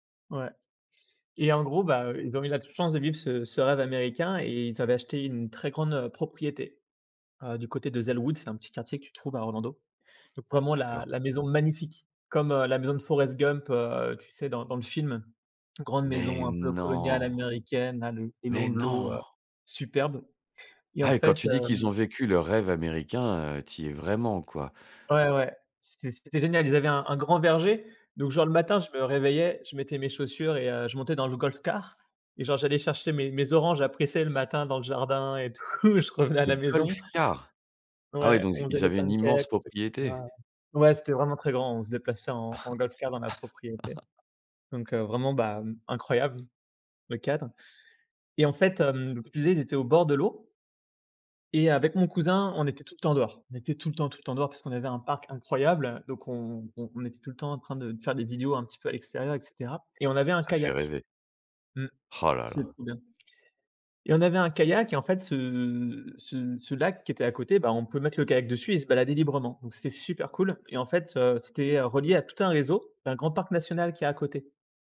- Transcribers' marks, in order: stressed: "magnifique"; surprised: "Mais non, mais non"; other background noise; in English: "golf car"; in English: "golf car ?"; laughing while speaking: "et tout"; unintelligible speech; chuckle; in English: "golf car"; unintelligible speech; stressed: "super"
- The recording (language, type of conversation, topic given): French, podcast, Peux-tu raconter une rencontre brève mais inoubliable ?